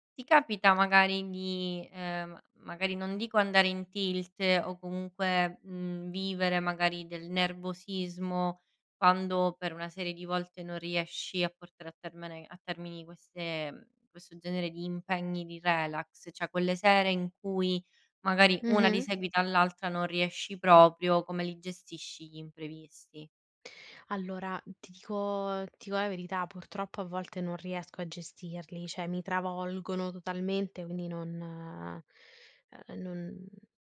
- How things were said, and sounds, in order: "cioè" said as "ceh"; "cioè" said as "ceh"
- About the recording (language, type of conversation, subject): Italian, podcast, Qual è il tuo rituale serale per rilassarti?